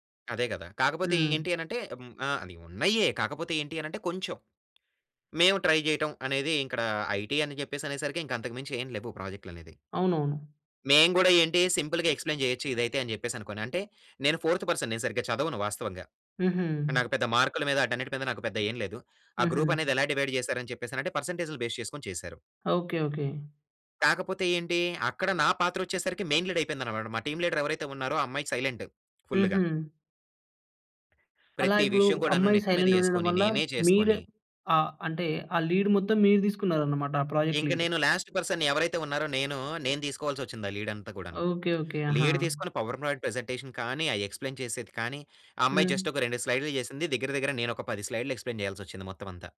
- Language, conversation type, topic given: Telugu, podcast, మీకు అత్యంత నచ్చిన ప్రాజెక్ట్ గురించి వివరించగలరా?
- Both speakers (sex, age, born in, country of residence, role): male, 20-24, India, India, host; male, 25-29, India, Finland, guest
- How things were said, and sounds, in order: in English: "ట్రై"; in English: "సింపుల్‌గా ఎక్స్‌ప్లేన్"; in English: "ఫోర్త్ పర్సన్"; in English: "గ్రూప్"; in English: "డివైడ్"; in English: "బేస్"; in English: "మెయిన్ లీడ్"; in English: "సైలెంట్ ఫుల్‌గా"; in English: "సైలెంట్‌గా"; in English: "లీడ్"; in English: "ప్రోజెక్ట్ లీడ్"; in English: "లాస్ట్ పర్సన్"; in English: "లీడ్"; in English: "లీడ్"; in English: "పవర్ పాయింట్ ప్రెజెంటేషన్"; in English: "ఎక్స్‌ప్లేన్"; in English: "జస్ట్"; in English: "స్లైడ్‌లు"; in English: "స్లైడ్‌లు ఎక్స్‌ప్లేన్"